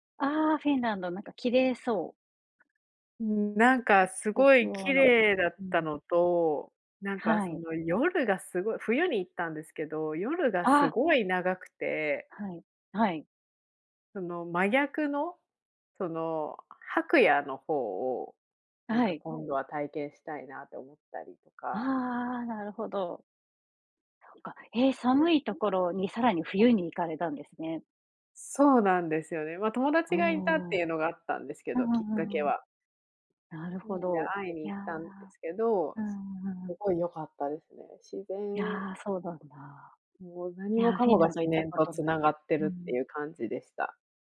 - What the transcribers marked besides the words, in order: unintelligible speech; unintelligible speech
- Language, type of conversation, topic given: Japanese, unstructured, お金の使い方で大切にしていることは何ですか？
- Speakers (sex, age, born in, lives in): female, 30-34, Japan, United States; female, 40-44, Japan, Japan